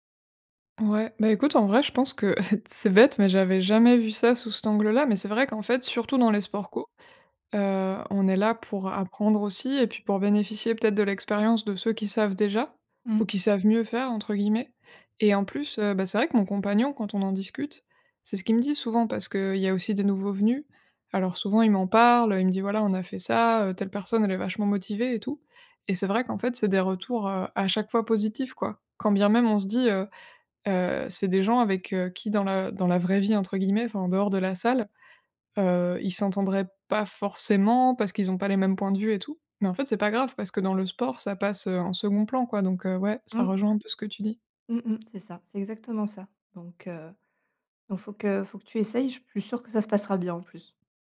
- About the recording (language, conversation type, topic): French, advice, Comment surmonter ma peur d’échouer pour essayer un nouveau loisir ou un nouveau sport ?
- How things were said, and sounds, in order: chuckle; other background noise; stressed: "parle"